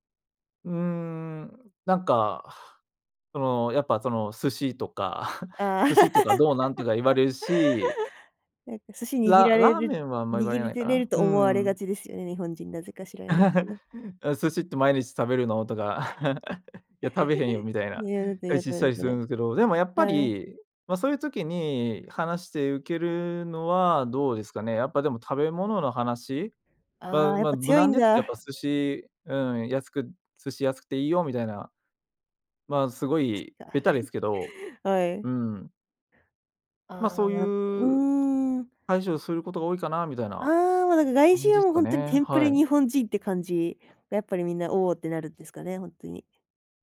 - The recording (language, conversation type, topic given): Japanese, podcast, 誰でも気軽に始められる交流のきっかけは何ですか？
- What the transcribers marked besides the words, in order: laughing while speaking: "とか"; laugh; chuckle; laughing while speaking: "とか"; chuckle; background speech; unintelligible speech; chuckle; tapping